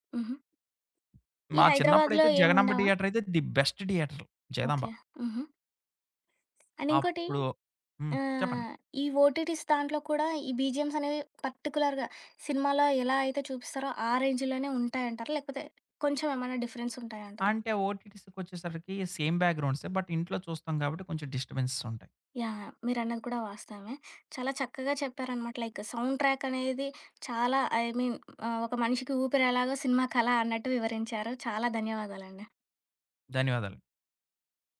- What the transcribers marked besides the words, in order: other background noise; in English: "ది బెస్ట్ థియేటర్"; in English: "అండ్"; in English: "ఓటీటీస్"; in English: "బీజీఎమ్స్"; in English: "పర్టిక్యులర్‌గా సినిమాలో"; in English: "రేంజ్‌లోనే"; in English: "డిఫరెన్స్"; in English: "ఓటీటీస్‌కొచ్చేసరికి, సేమ్ బ్యాక్‌గ్రౌండ్స్. బట్"; in English: "డిస్టర్బెన్సెస్"; in English: "లైక్ సౌండ్ ట్రాక్"; in English: "ఐ మీన్"
- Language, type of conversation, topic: Telugu, podcast, సౌండ్‌ట్రాక్ ఒక సినిమాకు ఎంత ప్రభావం చూపుతుంది?